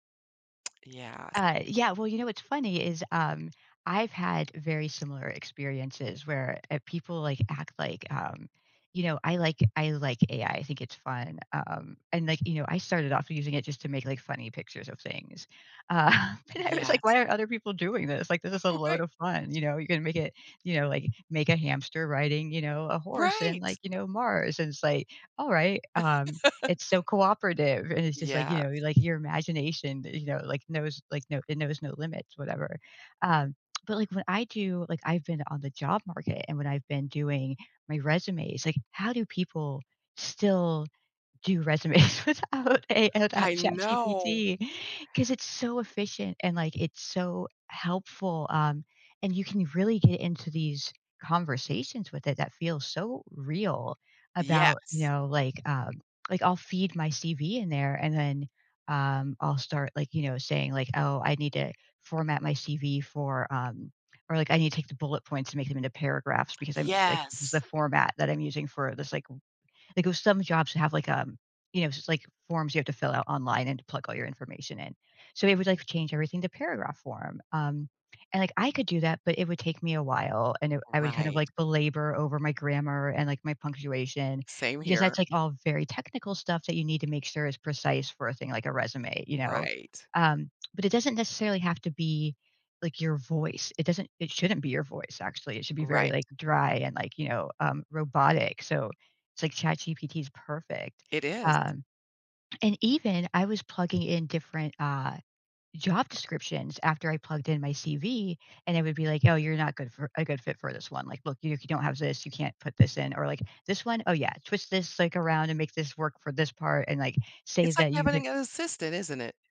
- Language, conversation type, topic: English, podcast, How do workplace challenges shape your professional growth and outlook?
- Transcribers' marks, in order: tapping; laughing while speaking: "but I was like"; laughing while speaking: "All right"; other background noise; laugh; laughing while speaking: "without a"